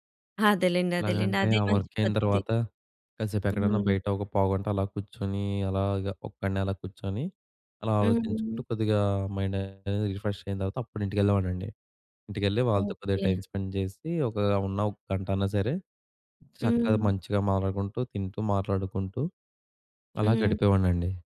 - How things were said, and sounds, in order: other background noise; in English: "మైండ్"; in English: "రిఫ్రెష్"; in English: "టైమ్ స్పెండ్"; tapping
- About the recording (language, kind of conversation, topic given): Telugu, podcast, పని మరియు కుటుంబంతో గడిపే సమయాన్ని మీరు ఎలా సమతుల్యం చేస్తారు?